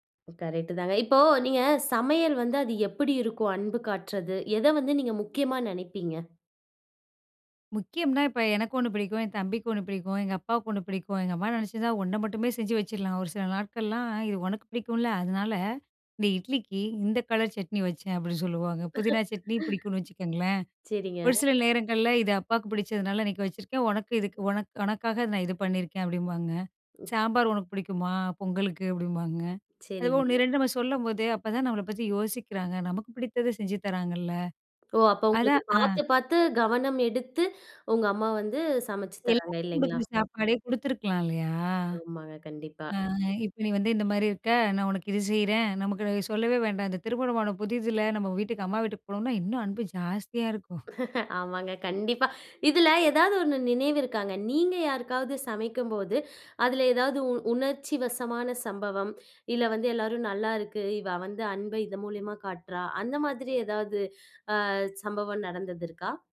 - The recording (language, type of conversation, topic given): Tamil, podcast, சமையல் மூலம் அன்பை எப்படி வெளிப்படுத்தலாம்?
- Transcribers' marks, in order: laugh; other noise; laugh